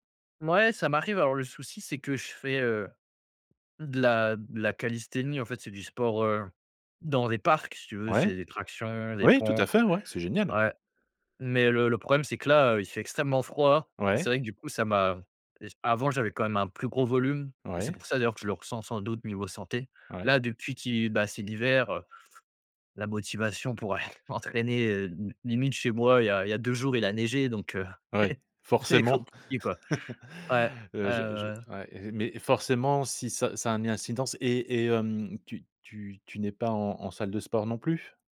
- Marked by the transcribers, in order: other background noise; chuckle; laughing while speaking: "c'est compliqué"; laugh
- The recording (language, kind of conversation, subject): French, advice, Comment gérez-vous les moments où vous perdez le contrôle de votre alimentation en période de stress ou d’ennui ?